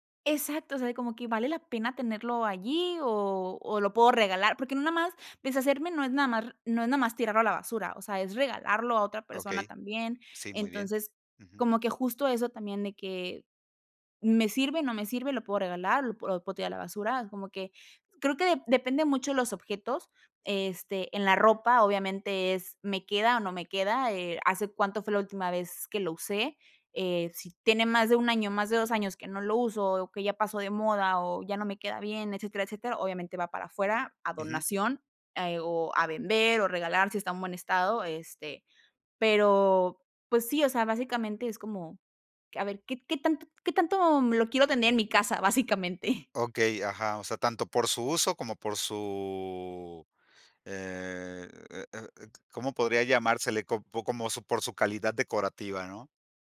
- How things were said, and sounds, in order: laughing while speaking: "Básicamente"
- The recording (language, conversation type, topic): Spanish, podcast, ¿Cómo haces para no acumular objetos innecesarios?